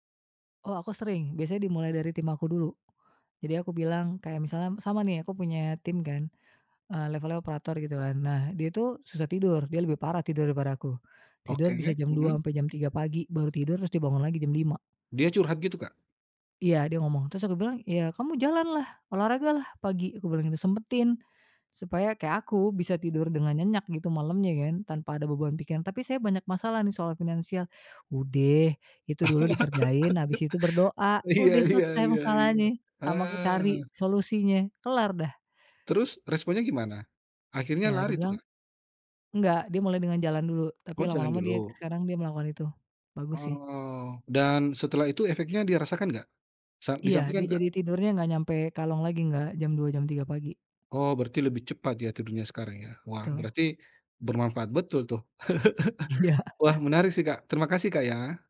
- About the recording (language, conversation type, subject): Indonesian, podcast, Apa kebiasaan kecil yang membuat harimu terasa lebih hangat?
- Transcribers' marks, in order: chuckle; laughing while speaking: "Iya iya"; chuckle; laughing while speaking: "Iya"; chuckle